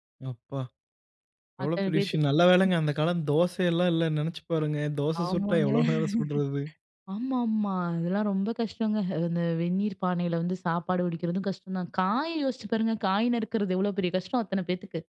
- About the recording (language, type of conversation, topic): Tamil, podcast, பாட்டி-தாத்தா சொன்ன கதைகள் தலைமுறைதோறும் என்ன சொல்லித் தந்தன?
- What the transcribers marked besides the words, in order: surprised: "யேப்பா!"; chuckle; laughing while speaking: "ஆமாங்க"